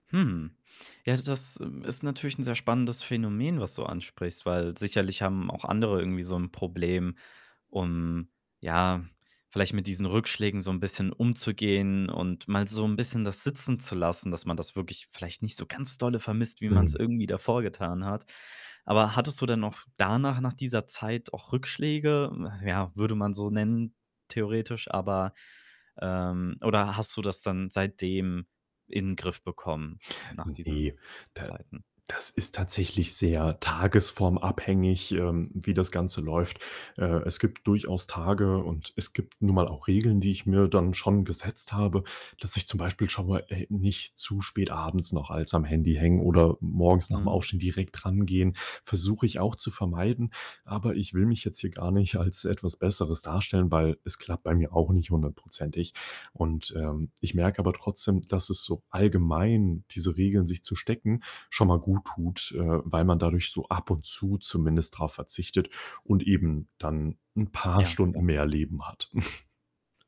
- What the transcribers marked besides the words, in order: other background noise; laughing while speaking: "als"; distorted speech; snort
- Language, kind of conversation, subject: German, podcast, Was machst du gegen ständige Ablenkung durch dein Handy?